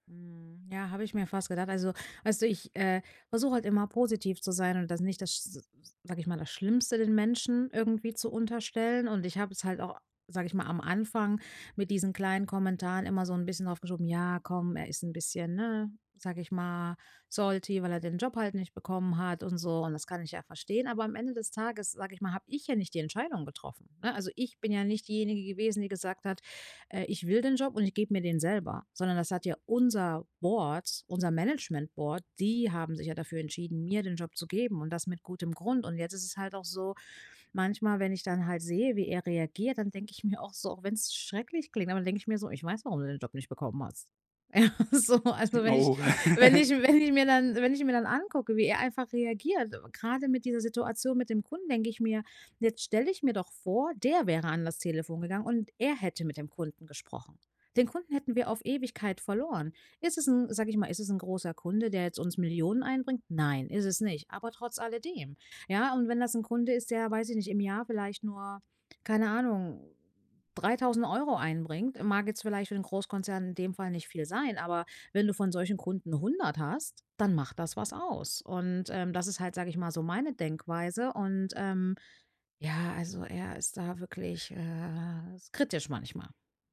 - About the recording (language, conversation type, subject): German, advice, Woran erkenne ich, ob Kritik konstruktiv oder destruktiv ist?
- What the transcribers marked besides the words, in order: in English: "salty"; stressed: "unser Board"; stressed: "die"; put-on voice: "Ich weiß, warum du den Job nicht bekommen hast"; laughing while speaking: "Oh"; chuckle; laugh; laughing while speaking: "So"; joyful: "wenn ich wenn ich"; drawn out: "äh"